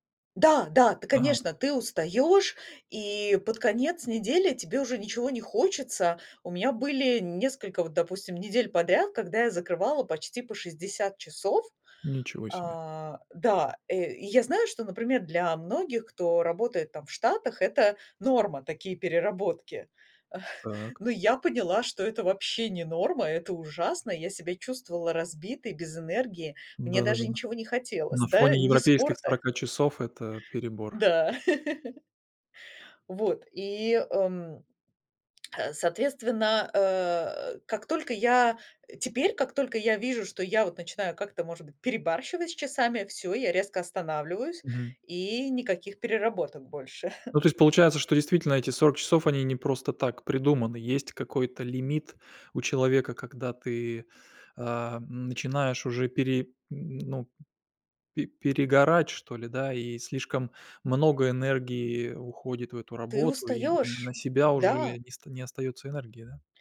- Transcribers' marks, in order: chuckle; laugh; tapping; other background noise; lip smack; chuckle
- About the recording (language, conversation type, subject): Russian, podcast, Что вы думаете о гибком графике и удалённой работе?
- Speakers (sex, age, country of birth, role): female, 45-49, Russia, guest; male, 45-49, Russia, host